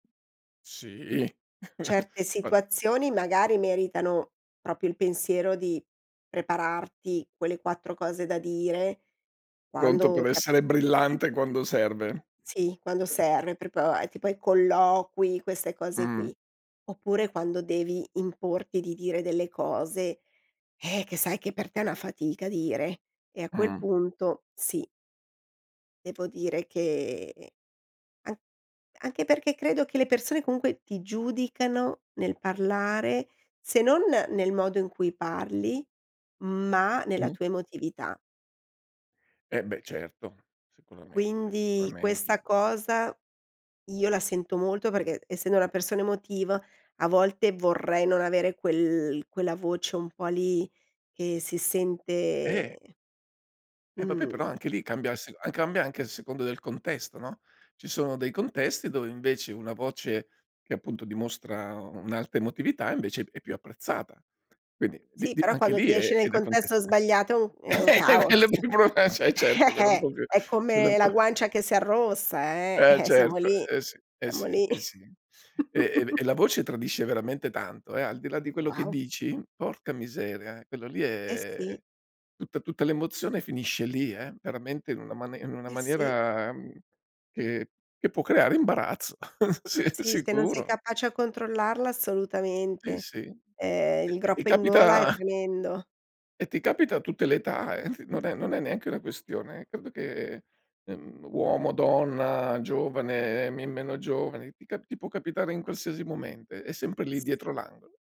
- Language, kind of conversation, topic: Italian, podcast, Come gestisci la paura di essere giudicato mentre parli?
- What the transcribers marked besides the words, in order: tapping; chuckle; "proprio" said as "propio"; chuckle; "proprio" said as "prepo"; other background noise; laugh; laughing while speaking: "e quello è più brutt e ce e certo"; laughing while speaking: "Eh, eh"; chuckle; drawn out: "è"; chuckle; laughing while speaking: "sì sicuro"; "momento" said as "momente"